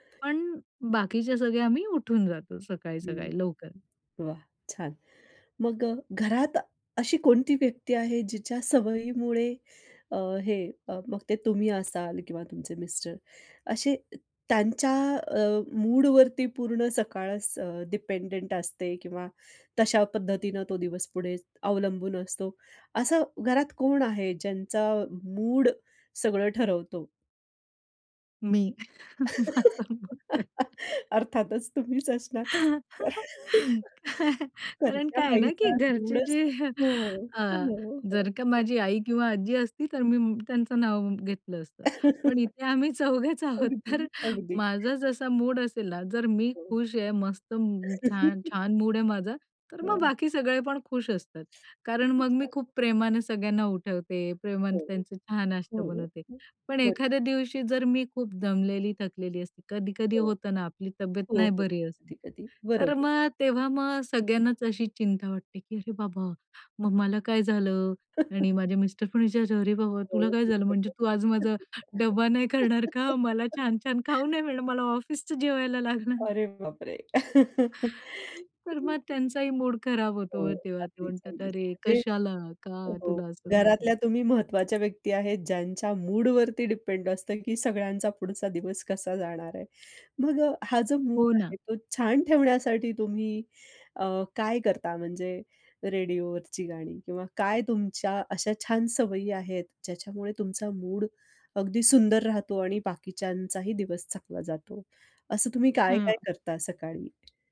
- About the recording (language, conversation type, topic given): Marathi, podcast, तुमच्या घरात सकाळची दिनचर्या कशी असते?
- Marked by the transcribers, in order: other noise; tapping; chuckle; laughing while speaking: "माझा मूड आहे"; laugh; chuckle; laughing while speaking: "कारण काय आहे ना की घरचे जे"; chuckle; laughing while speaking: "आम्ही चौघेच आहोत तर"; chuckle; other background noise; chuckle; chuckle; laughing while speaking: "माझा डब्बा नाही करणार का? … ऑफिसचं जेवायला लागणार?"; unintelligible speech; laugh; chuckle; unintelligible speech; "चांगला" said as "चकला"